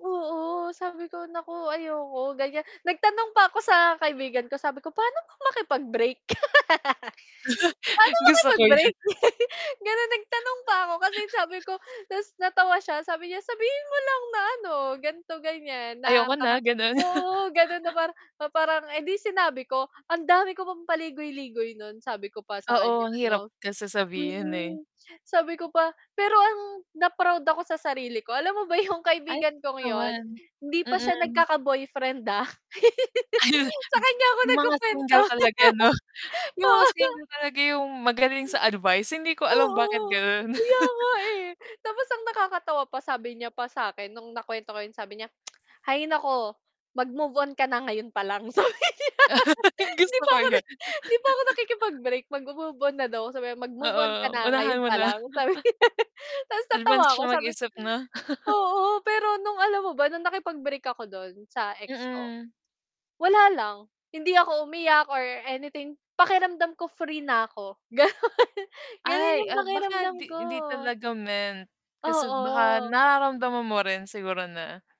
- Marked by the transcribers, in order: chuckle; laugh; distorted speech; laugh; static; unintelligible speech; other background noise; giggle; laugh; laughing while speaking: "Oo"; chuckle; tsk; chuckle; laughing while speaking: "sabi nya"; laugh; chuckle; chuckle; laugh; laughing while speaking: "Ganun"; drawn out: "Oo"
- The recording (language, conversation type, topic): Filipino, unstructured, Sa tingin mo, kailan dapat magpaalam sa isang relasyon?